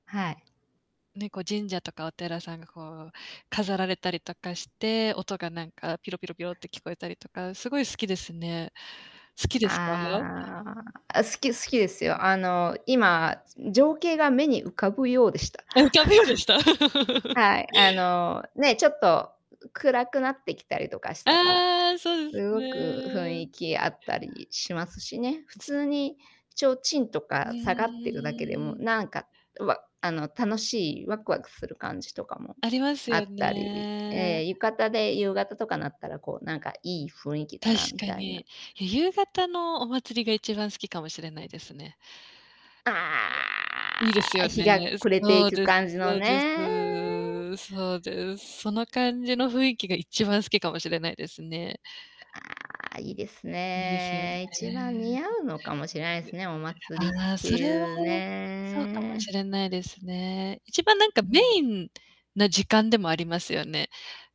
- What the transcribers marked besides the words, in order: other background noise; laughing while speaking: "あ、浮かぶようでした"; laugh; other noise; distorted speech
- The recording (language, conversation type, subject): Japanese, unstructured, お祭りに参加したときの思い出はありますか？
- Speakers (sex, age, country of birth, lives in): female, 30-34, Japan, United States; female, 55-59, Japan, Japan